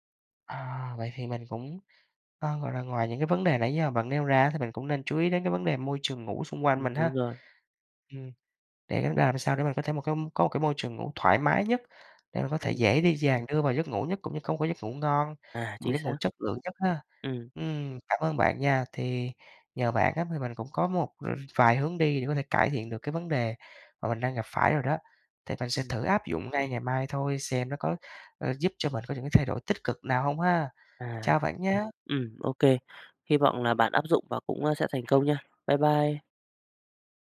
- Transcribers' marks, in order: tapping; other background noise
- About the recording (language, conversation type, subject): Vietnamese, advice, Làm sao để bạn sắp xếp thời gian hợp lý hơn để ngủ đủ giấc và cải thiện sức khỏe?